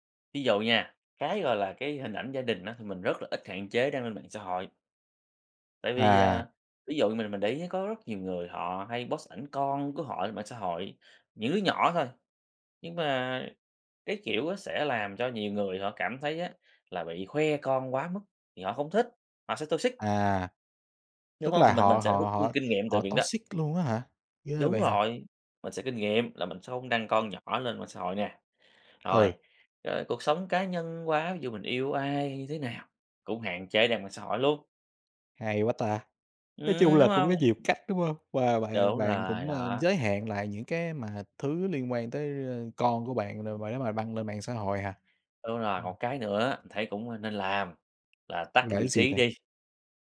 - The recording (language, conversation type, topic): Vietnamese, podcast, Bạn chọn đăng gì công khai, đăng gì để riêng tư?
- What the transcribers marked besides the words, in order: tapping; in English: "post"; in English: "toxic"; in English: "toxic"; other background noise